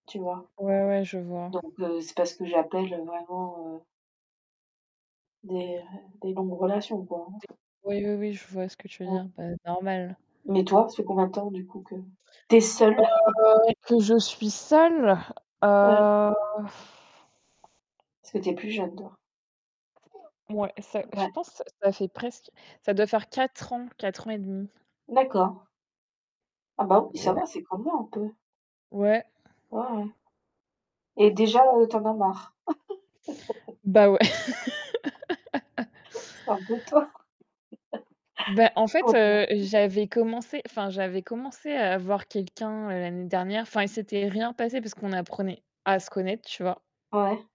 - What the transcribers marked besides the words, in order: distorted speech; tapping; chuckle; other noise; drawn out: "Heu"; static; other background noise; laugh; laugh; unintelligible speech
- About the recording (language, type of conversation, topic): French, unstructured, Préféreriez-vous pouvoir voler mais être seul, ou avoir des amis sans pouvoir voler ?